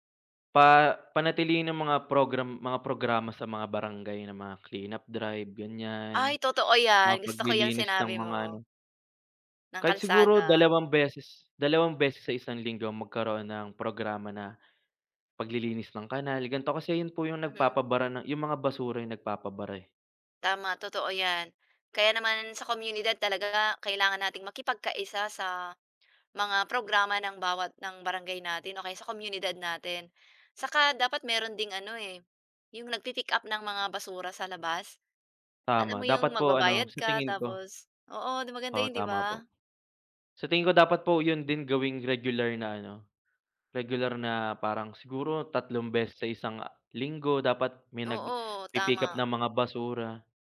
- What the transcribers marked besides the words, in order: other background noise; tapping
- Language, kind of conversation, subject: Filipino, unstructured, Ano ang reaksyon mo kapag may nakikita kang nagtatapon ng basura kung saan-saan?